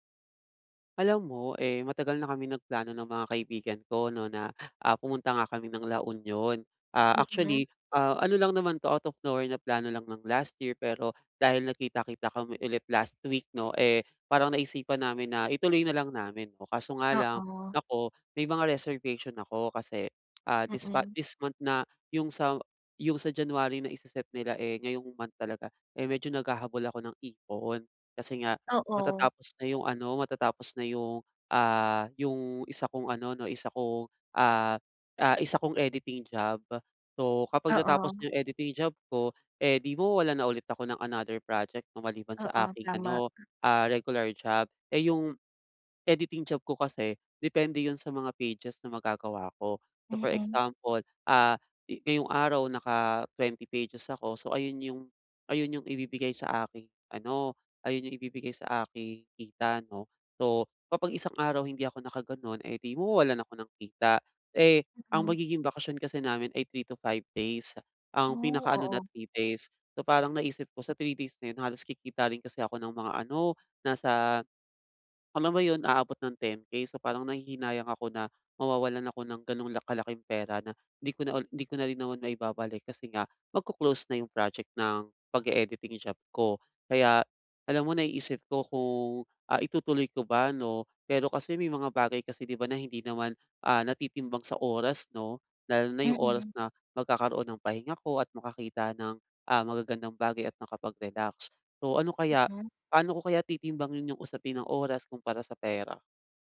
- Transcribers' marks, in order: tapping; in English: "out of nowhere"; in English: "editing job"; in English: "editing job"; in English: "regular job"; in English: "editing job"
- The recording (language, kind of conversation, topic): Filipino, advice, Paano ko dapat timbangin ang oras kumpara sa pera?